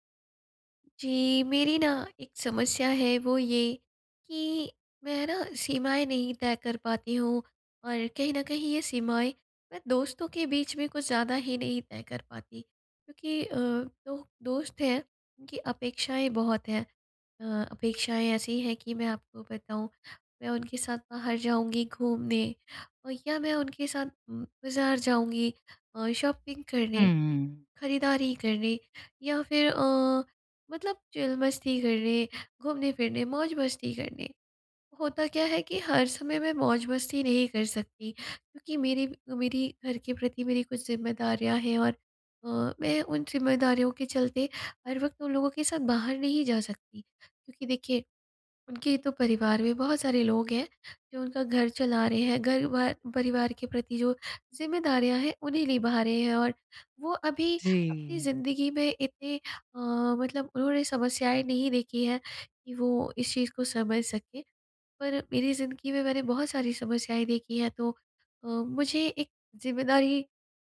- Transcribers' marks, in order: in English: "शॉपिंग"; in English: "चिल"
- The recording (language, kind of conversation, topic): Hindi, advice, मैं दोस्तों के साथ सीमाएँ कैसे तय करूँ?